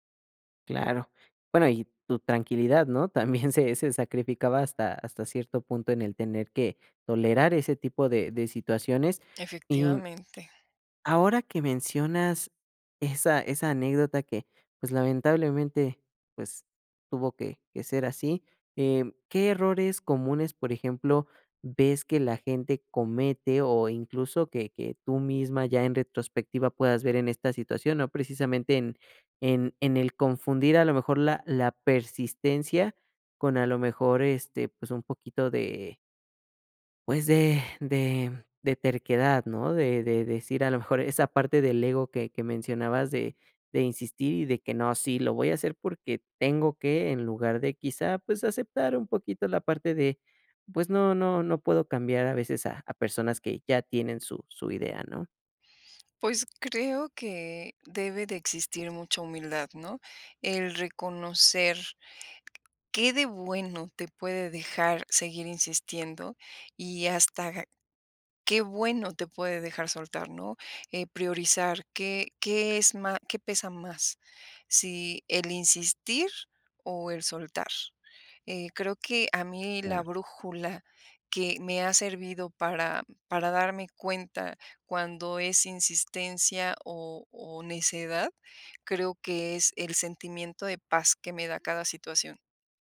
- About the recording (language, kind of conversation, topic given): Spanish, podcast, ¿Cómo decides cuándo seguir insistiendo o cuándo soltar?
- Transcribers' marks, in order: laughing while speaking: "también"; unintelligible speech